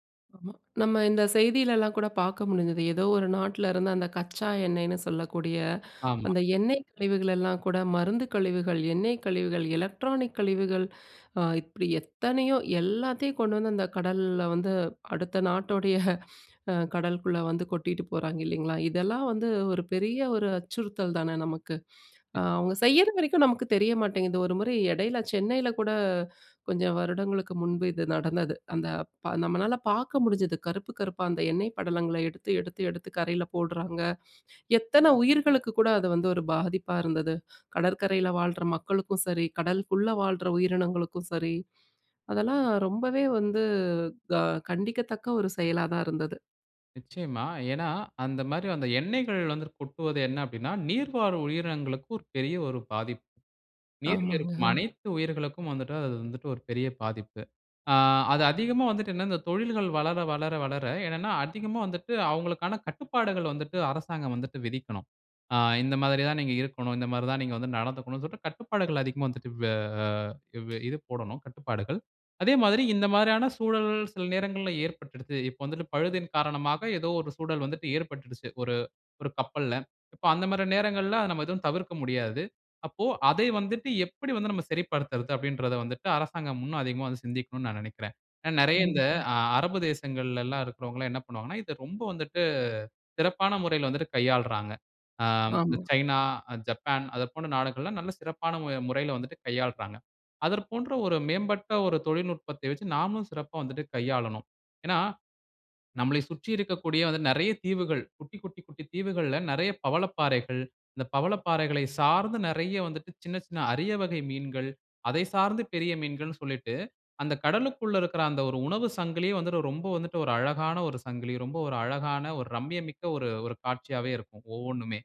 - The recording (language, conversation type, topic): Tamil, podcast, கடல் கரை பாதுகாப்புக்கு மக்கள் எப்படிக் கலந்து கொள்ளலாம்?
- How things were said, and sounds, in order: inhale; inhale; chuckle; other background noise; inhale; breath; breath; breath; "சூழல்" said as "சூடல்"; breath; surprised: "நம்மளை சுற்றி இருக்கக்கூடிய வந்து நிறைய … காட்சியாகவே இருக்கும் ஒவ்வொன்னுமே"